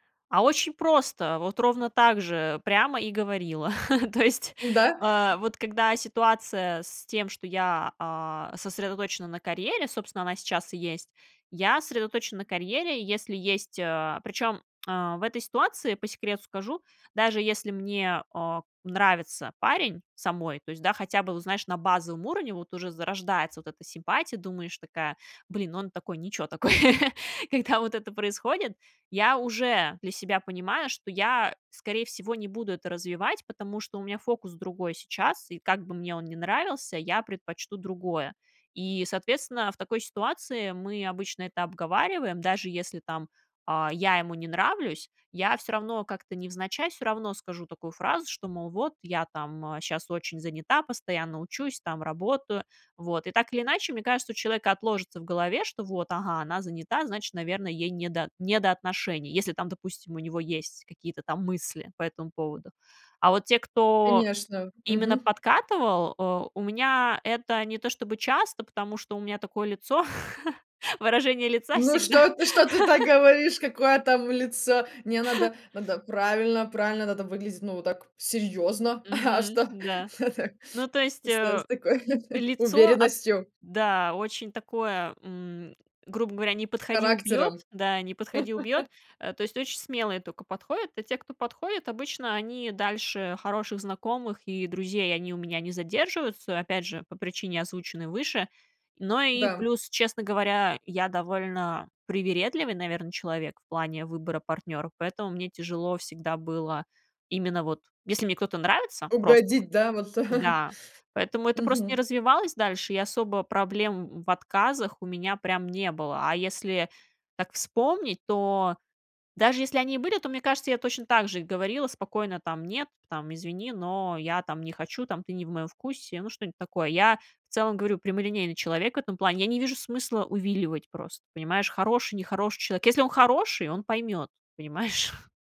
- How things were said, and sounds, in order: chuckle; laugh; chuckle; laugh; chuckle; laugh; laugh; chuckle; laughing while speaking: "понимаешь?"
- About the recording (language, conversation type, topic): Russian, podcast, Как вы выстраиваете личные границы в отношениях?